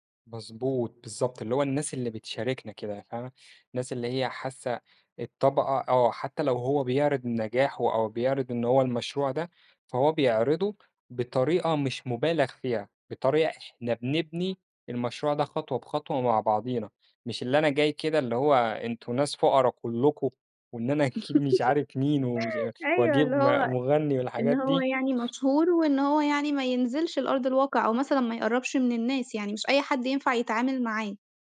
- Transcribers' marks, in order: laugh
- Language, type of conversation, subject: Arabic, podcast, شو تأثير السوشال ميديا على فكرتك عن النجاح؟